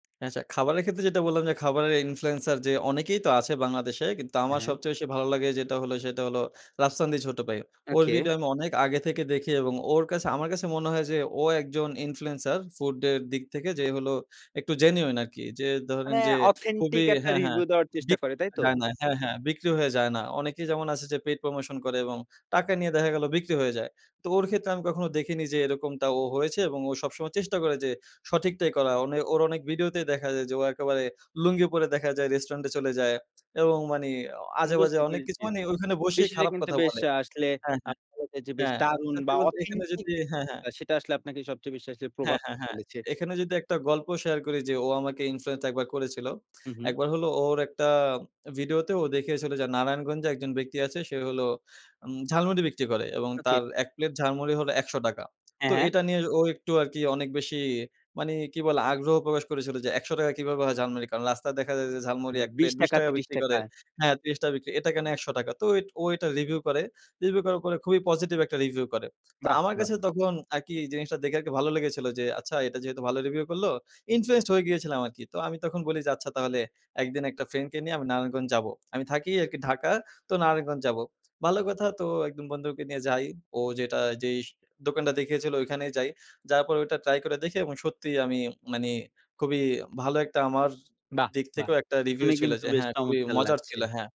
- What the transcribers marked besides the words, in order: tapping; "মানে" said as "মানি"; unintelligible speech; "মানে" said as "মানি"; "মানে" said as "মানি"
- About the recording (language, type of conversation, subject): Bengali, podcast, বলুন তো, কোন প্রভাবক আপনাকে সবচেয়ে বেশি প্রভাবিত করেছেন?